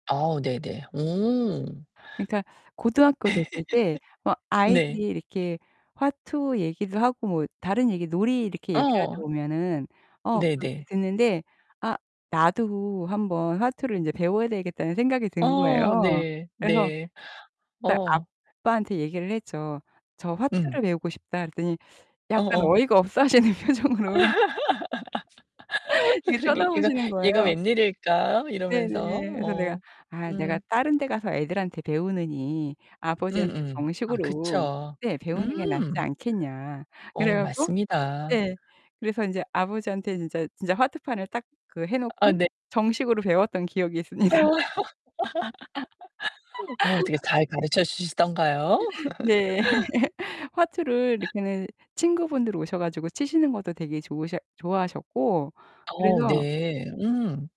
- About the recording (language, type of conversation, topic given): Korean, podcast, 어린 시절 가장 기억에 남는 명절 풍경은 어떤 모습이었나요?
- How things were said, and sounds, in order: laugh; other background noise; distorted speech; laughing while speaking: "없어 하시는 표정으로"; laugh; laughing while speaking: "있습니다"; laugh; laugh